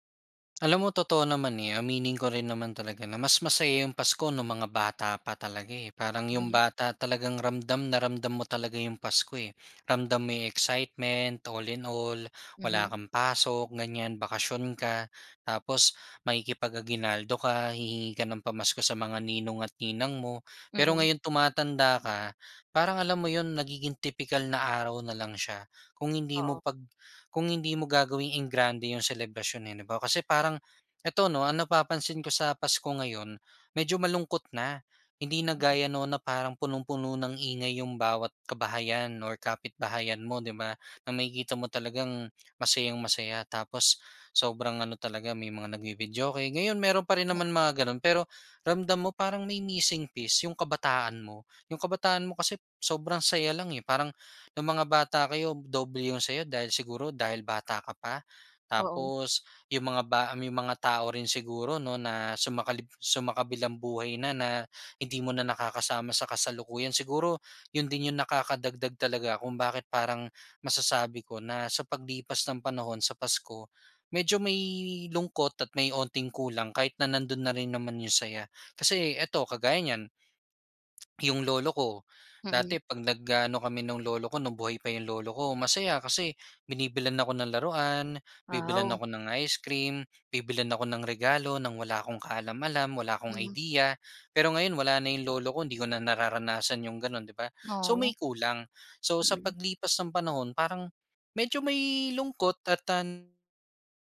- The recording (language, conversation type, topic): Filipino, podcast, Ano ang palaging nasa hapag ninyo tuwing Noche Buena?
- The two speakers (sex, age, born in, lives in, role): female, 25-29, Philippines, Philippines, host; male, 25-29, Philippines, Philippines, guest
- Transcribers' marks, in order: in English: "excitement all in all"; in English: "missing piece"; swallow